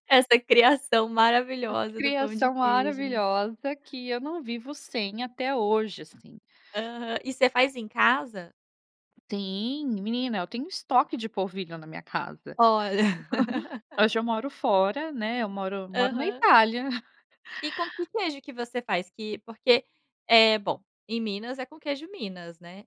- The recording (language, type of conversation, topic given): Portuguese, podcast, Que comidas da infância ainda fazem parte da sua vida?
- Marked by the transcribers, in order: laugh